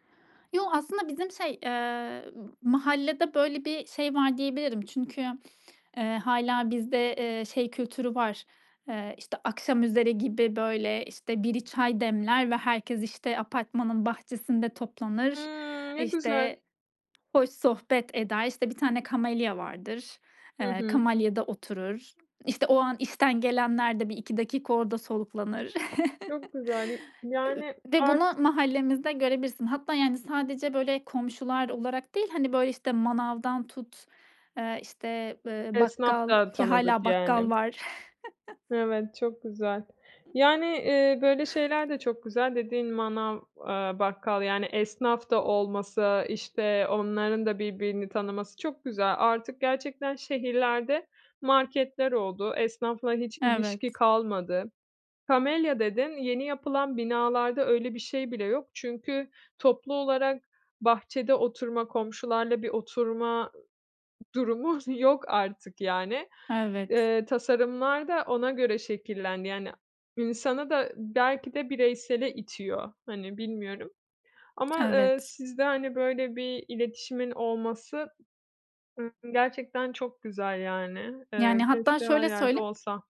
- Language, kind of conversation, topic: Turkish, podcast, Komşularınla yaşadığın bir dayanışma anısını anlatır mısın?
- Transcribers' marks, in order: other background noise; chuckle; chuckle; tapping